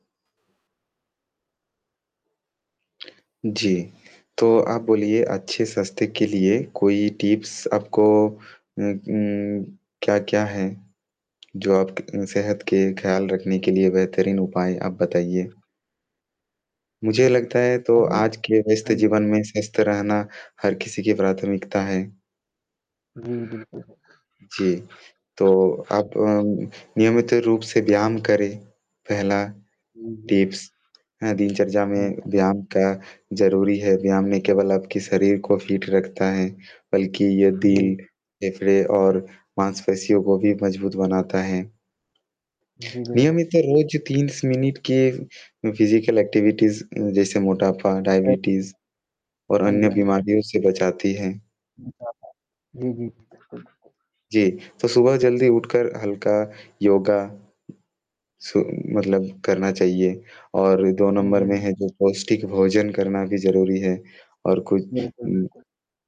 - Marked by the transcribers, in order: tapping; static; in English: "टिप्स"; distorted speech; other background noise; in English: "टिप्स"; unintelligible speech; in English: "फ़ीट"; in English: "फिज़िकल एक्टिविटीज़ स"; in English: "डायबिटीज़"; unintelligible speech; unintelligible speech
- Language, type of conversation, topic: Hindi, unstructured, आप अपनी सेहत का ख्याल कैसे रखते हैं?
- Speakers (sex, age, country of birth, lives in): male, 20-24, India, India; male, 30-34, India, India